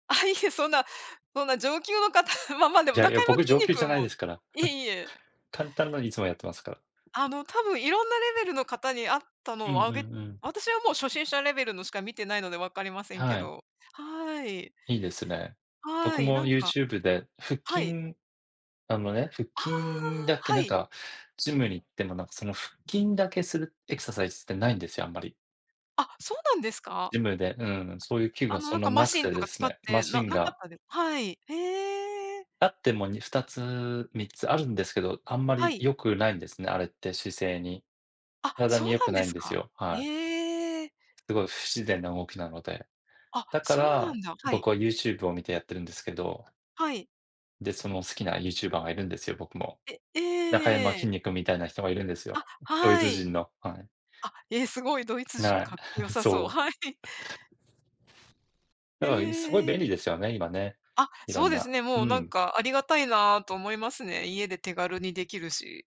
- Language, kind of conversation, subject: Japanese, unstructured, 体を動かすことの楽しさは何だと思いますか？
- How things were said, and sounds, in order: laughing while speaking: "あ、いえ、そんな そんな上級の方"; chuckle; tapping; other noise; other background noise; laughing while speaking: "はい"; chuckle